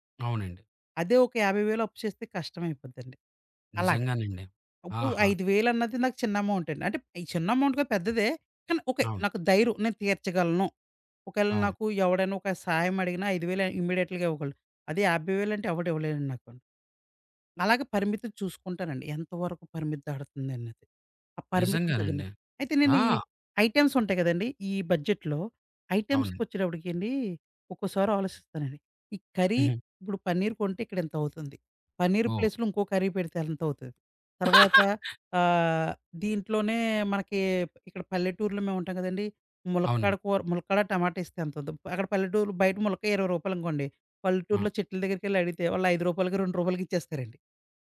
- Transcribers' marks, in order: in English: "అమౌంట్"; in English: "అమౌంట్"; in English: "ఇమ్మీడియేట్‌ల్‌గా"; in English: "ఐటెమ్స్"; in English: "బడ్జెట్‌లో, ఐటెమ్స్‌కి"; in English: "కర్రీ"; in English: "ప్లేస్‌లో"; in English: "కర్రీ"; laugh
- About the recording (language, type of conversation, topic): Telugu, podcast, బడ్జెట్ పరిమితి ఉన్నప్పుడు స్టైల్‌ను ఎలా కొనసాగించాలి?